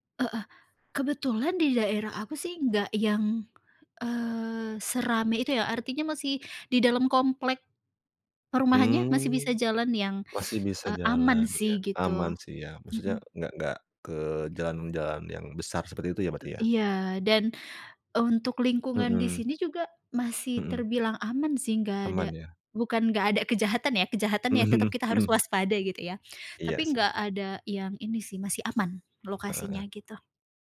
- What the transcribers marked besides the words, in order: tapping; teeth sucking; laughing while speaking: "Mhm"; other background noise
- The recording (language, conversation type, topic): Indonesian, podcast, Bagaimana cara kamu mengelola stres sehari-hari?